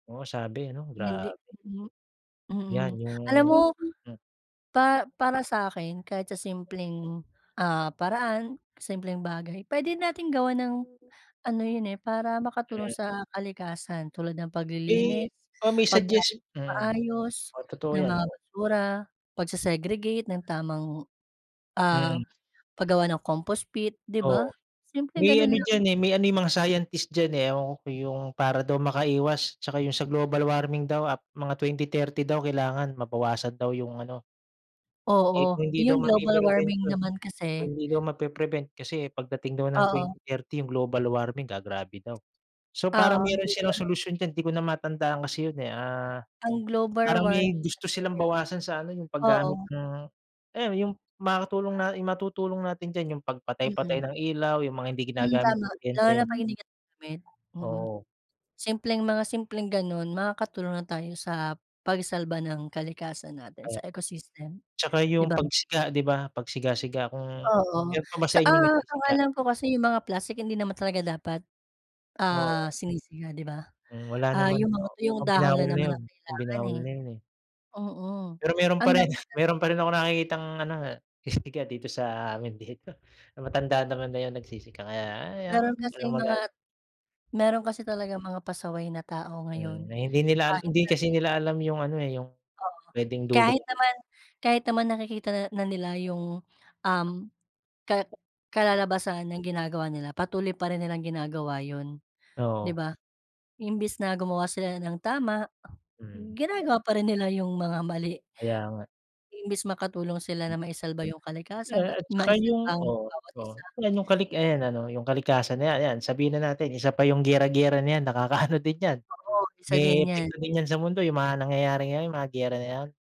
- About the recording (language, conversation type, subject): Filipino, unstructured, Paano sa tingin mo naaapektuhan ng polusyon ang kalikasan ngayon, at bakit mahalaga pa rin ang mga puno sa ating buhay?
- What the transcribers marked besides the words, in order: tapping; background speech; unintelligible speech; other background noise; unintelligible speech; unintelligible speech; scoff